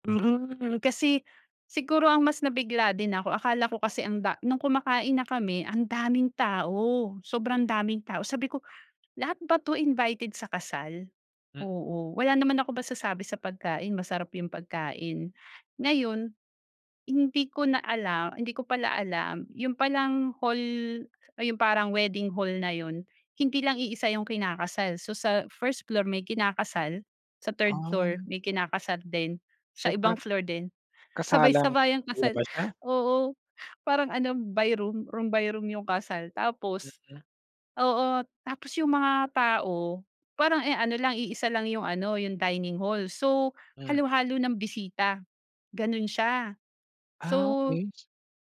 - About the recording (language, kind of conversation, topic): Filipino, podcast, Maaari mo bang ikuwento ang isang handaang dinaluhan mo na nagsama-sama ang mga tao mula sa iba’t ibang kultura?
- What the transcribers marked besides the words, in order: other background noise